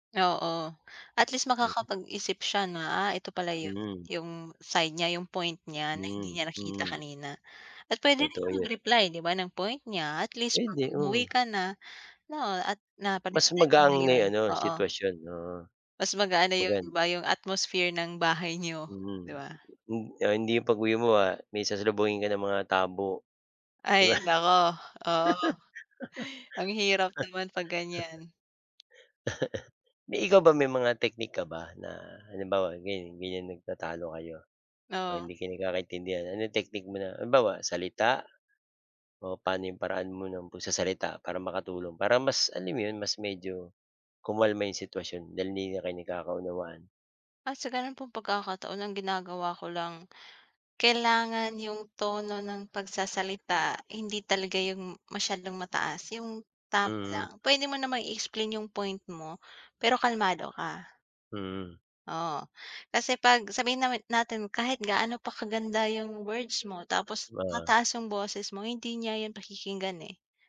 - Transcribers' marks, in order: unintelligible speech; tapping; laughing while speaking: "ba?"; laugh; chuckle; unintelligible speech
- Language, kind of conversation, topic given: Filipino, unstructured, Ano ang papel ng komunikasyon sa pag-aayos ng sama ng loob?